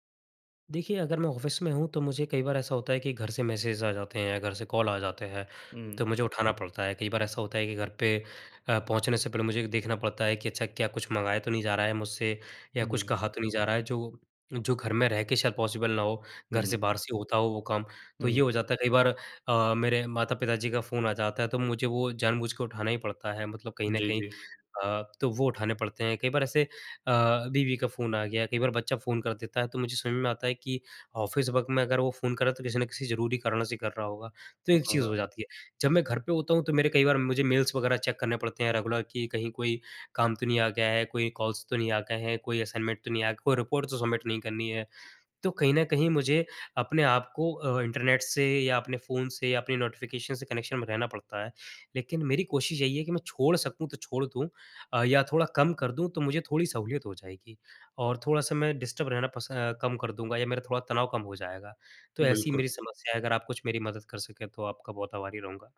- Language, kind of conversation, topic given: Hindi, advice, नोटिफिकेशन और फोन की वजह से आपका ध्यान बार-बार कैसे भटकता है?
- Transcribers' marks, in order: in English: "ऑफिस"; in English: "मैसेज"; in English: "पॉसिबल"; in English: "ऑफ़िस वर्क"; in English: "मेल्स"; in English: "चेक"; in English: "रेगुलर"; in English: "कॉल्स"; in English: "असाइनमेंट"; in English: "सबमिट"; in English: "नोटिफिकेशन"; in English: "कनेक्शन"; in English: "डिस्टर्ब"